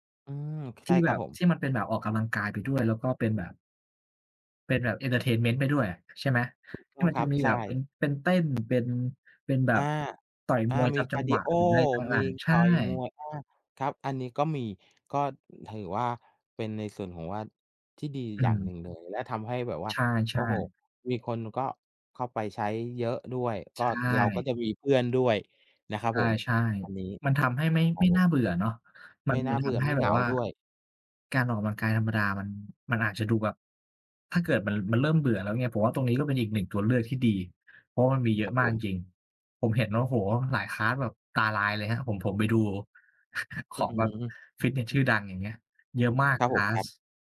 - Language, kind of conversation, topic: Thai, unstructured, การออกกำลังกายช่วยลดความเครียดได้จริงไหม?
- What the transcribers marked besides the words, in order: other background noise; in English: "คลาส"; chuckle; in English: "คลาส"